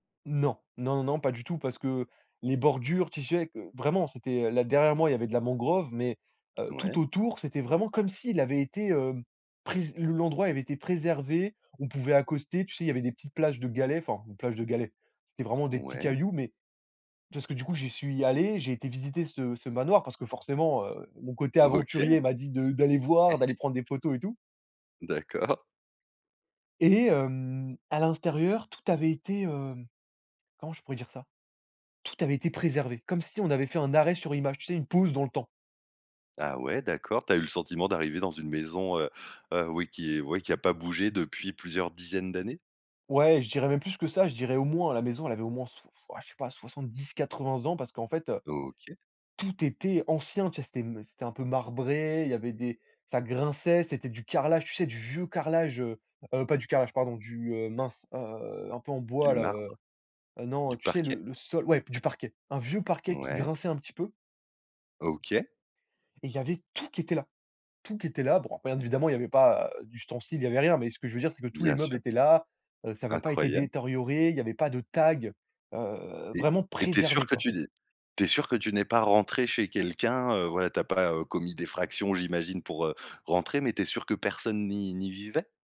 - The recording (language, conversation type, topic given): French, podcast, Peux-tu nous raconter une de tes aventures en solo ?
- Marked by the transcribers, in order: other background noise; chuckle; "intérieur" said as "instérieur"; tapping; stressed: "tout"; stressed: "vieux"; stressed: "tout"; stressed: "tags"; stressed: "préservé"